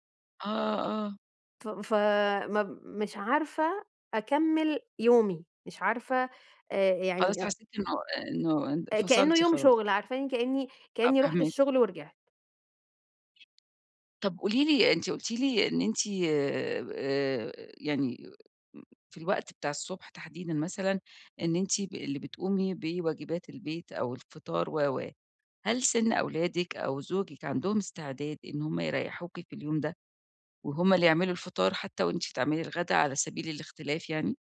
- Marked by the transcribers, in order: other background noise; tapping
- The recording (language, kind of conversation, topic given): Arabic, advice, إزاي أوازن بين الراحة وواجباتي الشخصية في عطلة الأسبوع؟